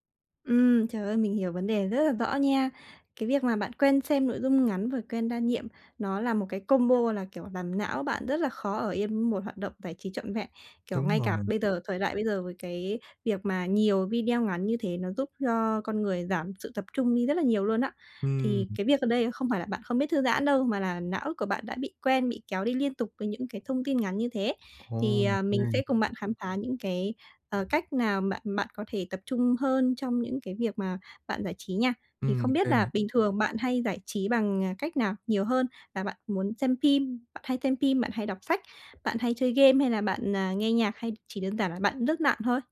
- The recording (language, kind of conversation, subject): Vietnamese, advice, Làm thế nào để tránh bị xao nhãng khi đang thư giãn, giải trí?
- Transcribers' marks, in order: tapping; background speech